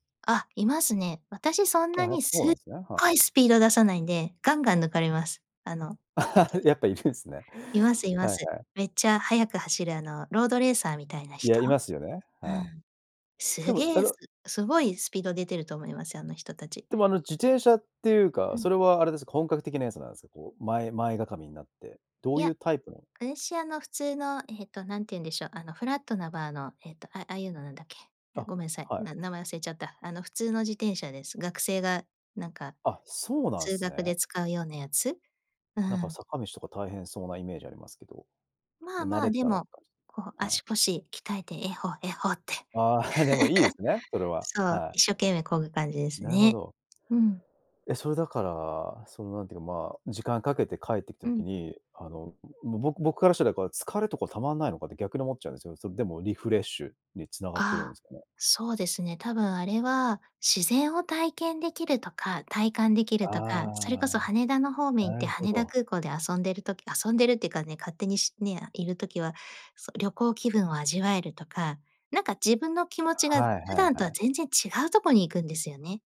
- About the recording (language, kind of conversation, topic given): Japanese, podcast, 休日はどうやってリフレッシュしてる？
- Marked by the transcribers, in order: laugh; chuckle; laugh; other background noise